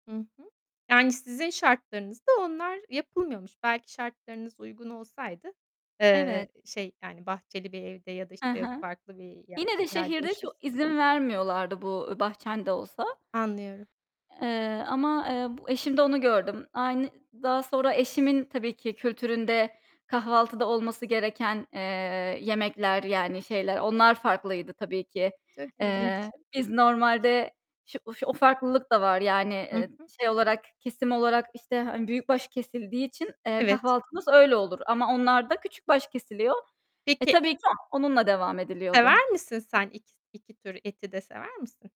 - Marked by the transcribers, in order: none
- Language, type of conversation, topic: Turkish, podcast, Eskiden bayramı nasıl kutlardınız, bana bir bayram anınızı anlatır mısınız?